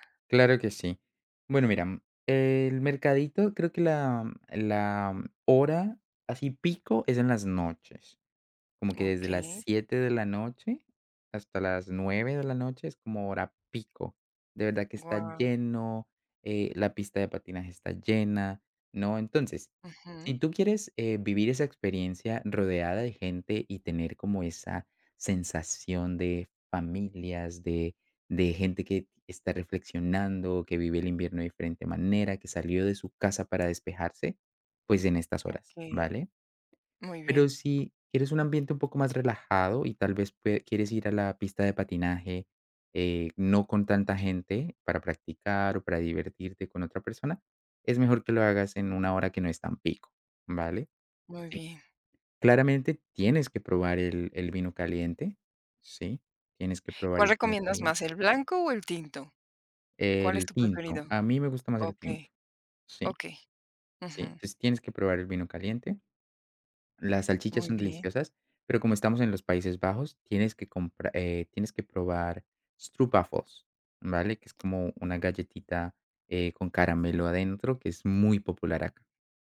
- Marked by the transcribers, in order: tapping; other noise; in English: "stroopwafels"
- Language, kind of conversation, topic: Spanish, podcast, ¿Cuál es un mercado local que te encantó y qué lo hacía especial?